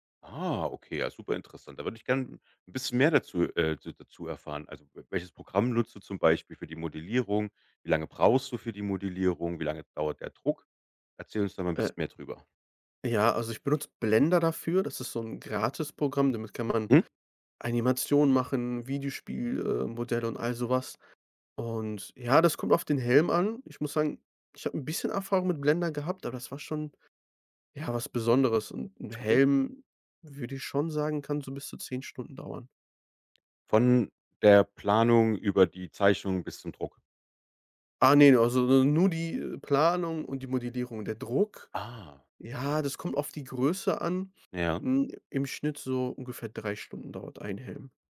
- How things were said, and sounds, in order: none
- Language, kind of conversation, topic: German, podcast, Was war dein bisher stolzestes DIY-Projekt?